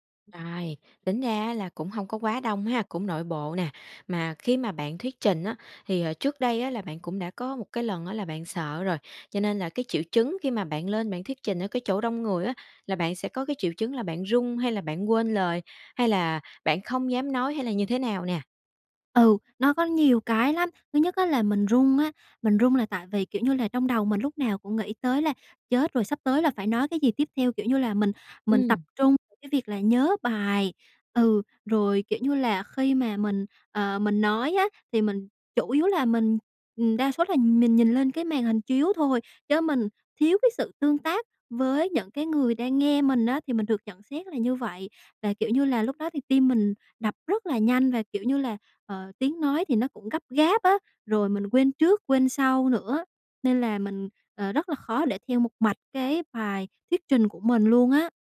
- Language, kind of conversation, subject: Vietnamese, advice, Làm thế nào để vượt qua nỗi sợ thuyết trình trước đông người?
- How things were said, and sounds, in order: none